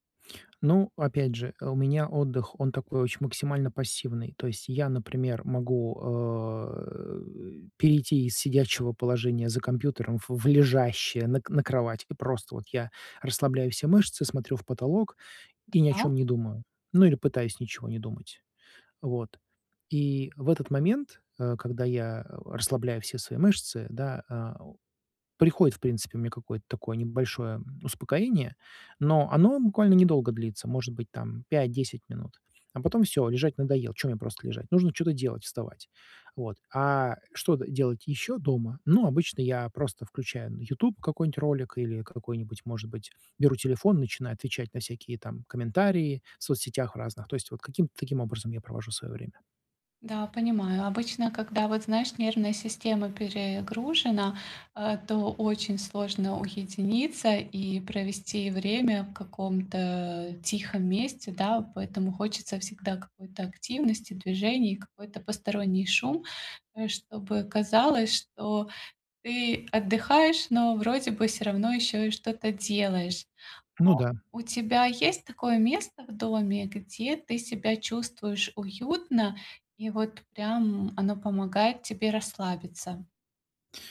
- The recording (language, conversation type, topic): Russian, advice, Почему мне так трудно расслабиться и спокойно отдохнуть дома?
- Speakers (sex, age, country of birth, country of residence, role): female, 35-39, Ukraine, Bulgaria, advisor; male, 45-49, Russia, United States, user
- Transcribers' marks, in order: other background noise